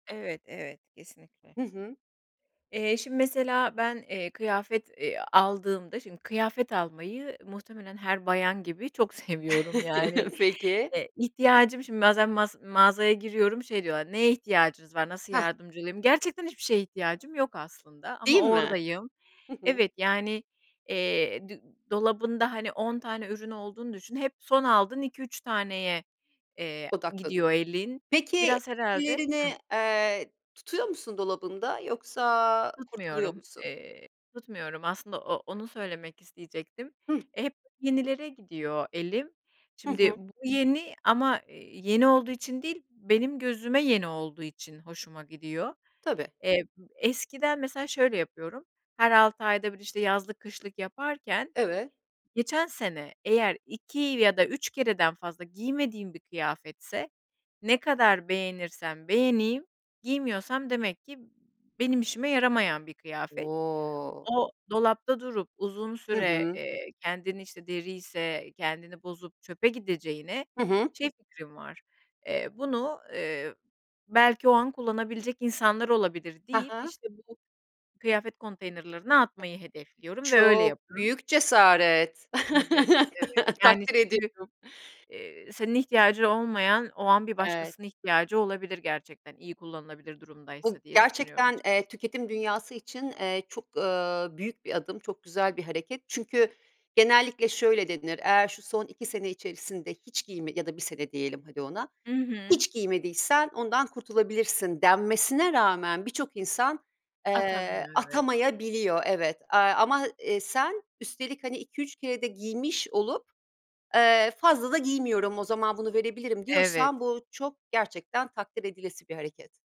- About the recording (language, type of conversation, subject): Turkish, podcast, Sürdürülebilir moda hakkında ne düşünüyorsun?
- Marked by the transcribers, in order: chuckle; other background noise; other noise; laugh; laughing while speaking: "takdir ediyorum"; unintelligible speech; tapping